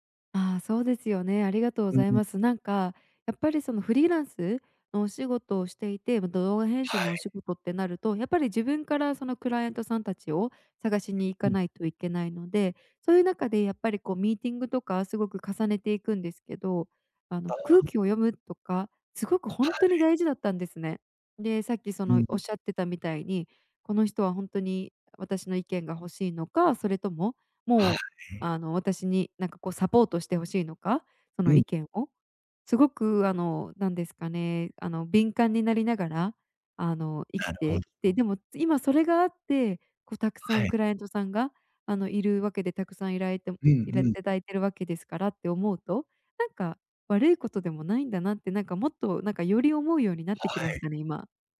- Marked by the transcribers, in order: other noise
- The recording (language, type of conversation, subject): Japanese, advice, 他人の評価が気になって自分の考えを言えないとき、どうすればいいですか？